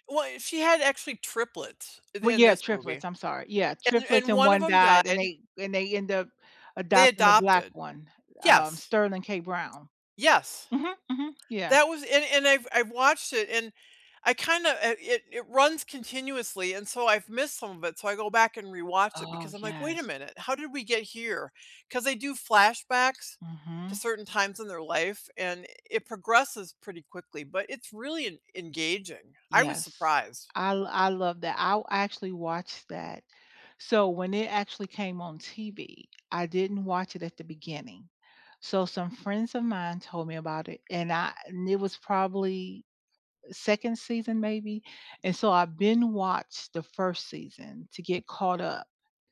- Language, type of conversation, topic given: English, unstructured, Which recent movie genuinely surprised you, and what about it caught you off guard?
- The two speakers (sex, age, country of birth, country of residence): female, 55-59, United States, United States; female, 65-69, United States, United States
- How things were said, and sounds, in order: none